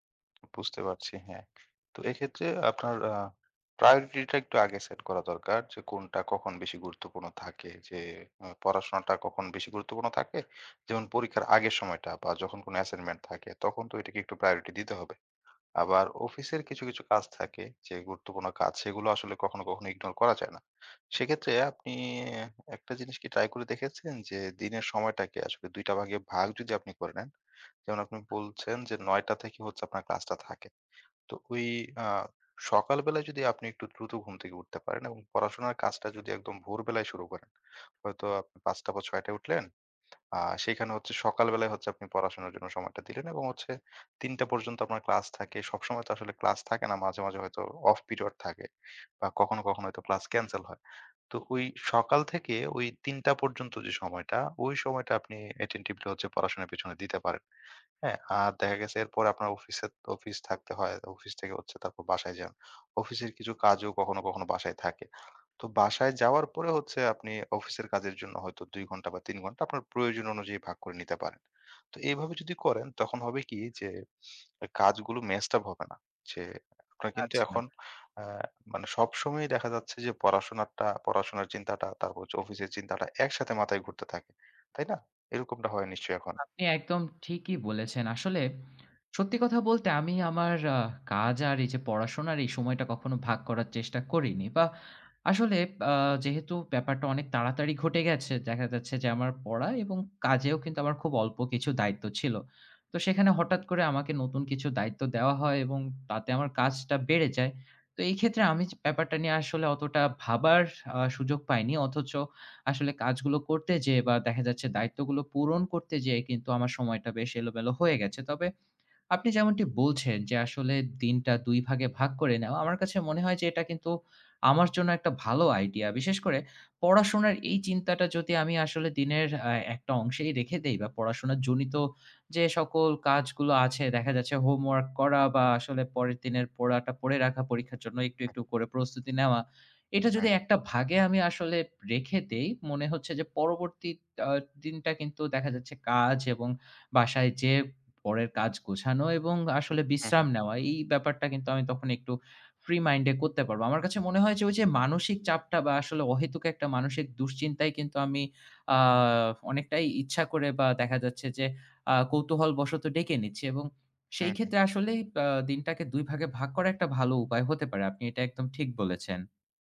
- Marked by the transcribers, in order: tapping
- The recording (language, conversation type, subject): Bengali, advice, কাজের চাপ অনেক বেড়ে যাওয়ায় আপনার কি বারবার উদ্বিগ্ন লাগছে?